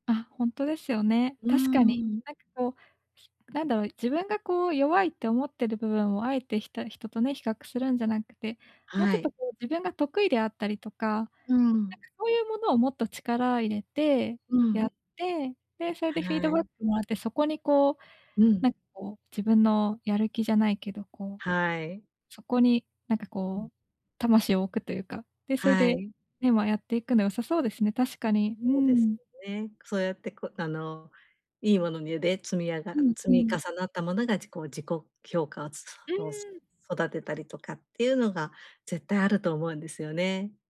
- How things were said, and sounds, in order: other background noise
- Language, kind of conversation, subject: Japanese, advice, 他人と比べて落ち込んでしまうとき、どうすれば自信を持てるようになりますか？